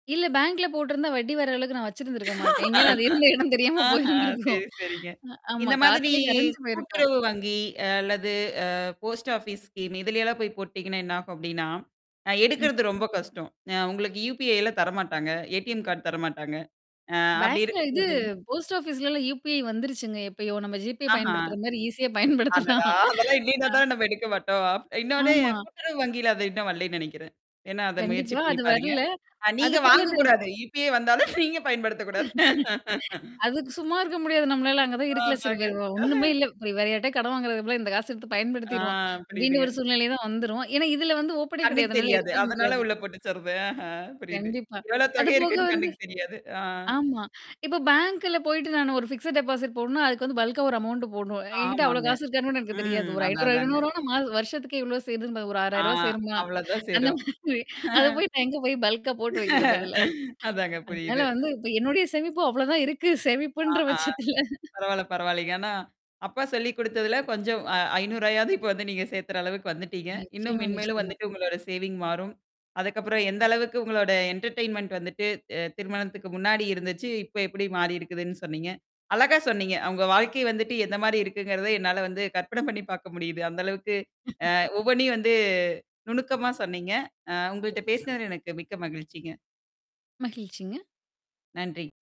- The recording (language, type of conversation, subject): Tamil, podcast, திருமணத்துக்குப் பிறகு உங்கள் வாழ்க்கையில் ஏற்பட்ட முக்கியமான மாற்றங்கள் என்னென்ன?
- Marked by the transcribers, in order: laugh; laughing while speaking: "எங்கனா வேணும்னே இடம் தெரியாம போயிருந்திருக்கும்"; distorted speech; in English: "போஸ்ட் ஆபீஸ் ஸ்கீம்"; tapping; laughing while speaking: "அதெல்லாம் இல்லேன்னா தான் நம்ம எடுக்க மாட்டோம்"; in English: "ஈசியா"; laughing while speaking: "பயன்படுத்தலாம்"; other background noise; "வரலைன்னு" said as "வல்லேன்னு"; laugh; laughing while speaking: "நீங்க பயன்படுத்தக்கூடாது"; other noise; laughing while speaking: "அ, அதாங்க"; in English: "ஓப்பனே"; in English: "பிக்ஸ்ட் டெபாசிட்"; in English: "பல்க்கா"; in English: "அமௌண்ட்"; static; laughing while speaking: "மாதிரி"; laugh; in English: "பல்க்கா"; mechanical hum; laughing while speaking: "சேமிப்புன்ற பட்சத்தில"; in English: "சேவிங்"; in English: "என்டர்டெயின்மெண்ட்"; chuckle; unintelligible speech